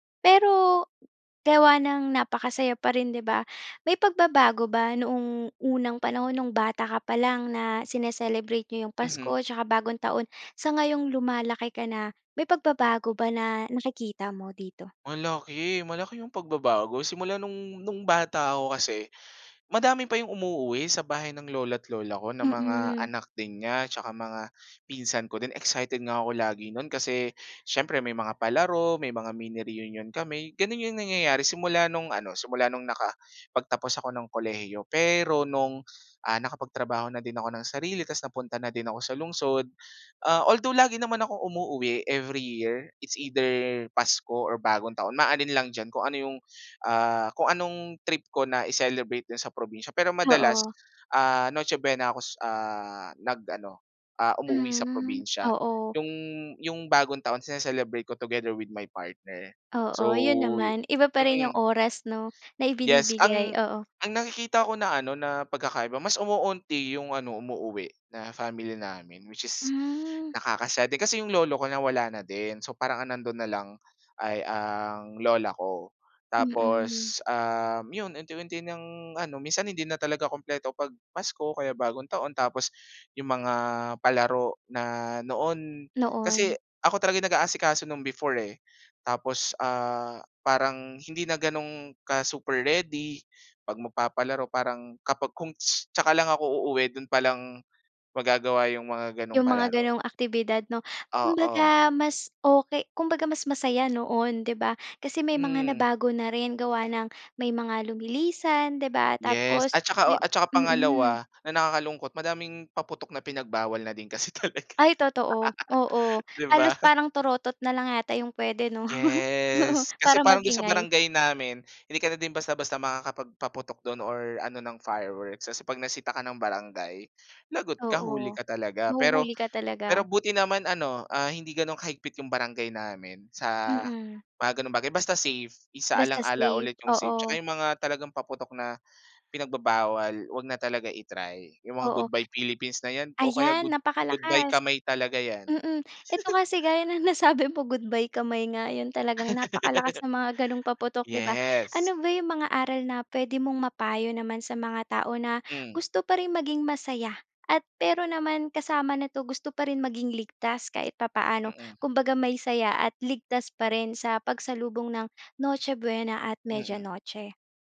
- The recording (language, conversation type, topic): Filipino, podcast, Ano ang karaniwan ninyong ginagawa tuwing Noche Buena o Media Noche?
- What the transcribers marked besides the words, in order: laughing while speaking: "kasi talaga"; laugh; laughing while speaking: "nasabi mo"